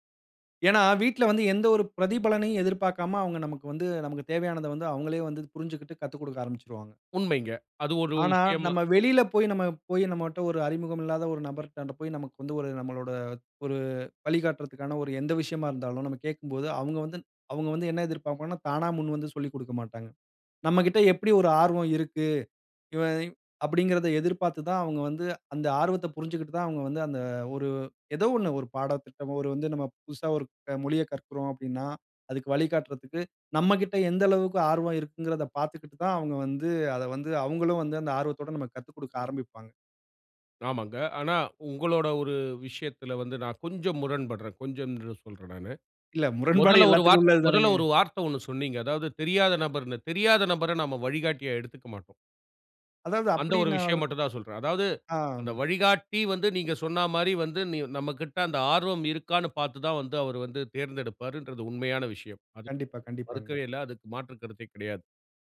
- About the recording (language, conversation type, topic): Tamil, podcast, வழிகாட்டியுடன் திறந்த உரையாடலை எப்படித் தொடங்குவது?
- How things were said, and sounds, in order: "நபரிடம்" said as "நபர்ட்டான்ட்"; "நபரை" said as "நபர"; trusting: "அவரு வந்து தேர்ந்தெடுப்பாருன்றது உண்மையான விஷயம். அது மறுக்கவே இல்ல. அதற்கு மாற்று கருத்தே கிடையாது"